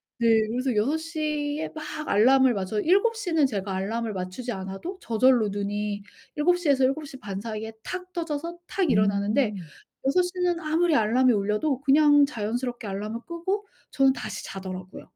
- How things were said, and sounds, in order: none
- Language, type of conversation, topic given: Korean, advice, 아침 루틴을 시작하기가 왜 이렇게 어려울까요?